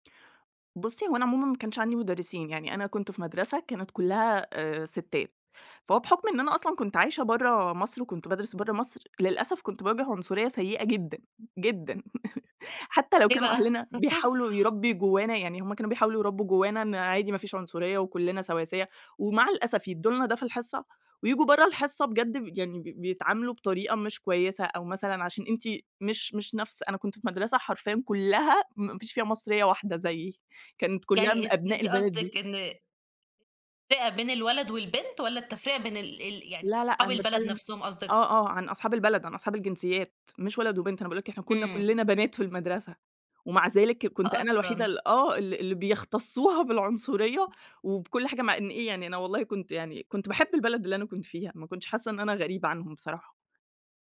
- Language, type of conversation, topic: Arabic, podcast, إيه دور الأهل في تعليم الأطفال من وجهة نظرك؟
- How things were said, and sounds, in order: laugh; chuckle; tapping